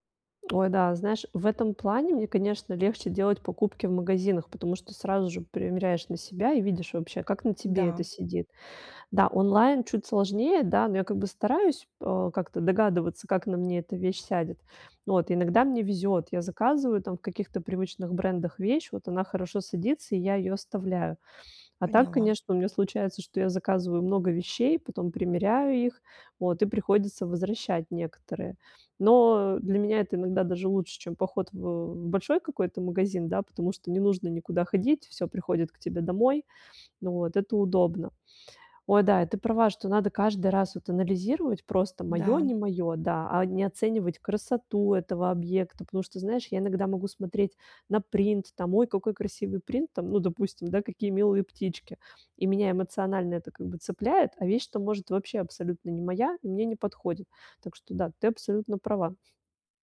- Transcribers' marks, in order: none
- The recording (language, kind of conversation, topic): Russian, advice, Как мне найти свой личный стиль и вкус?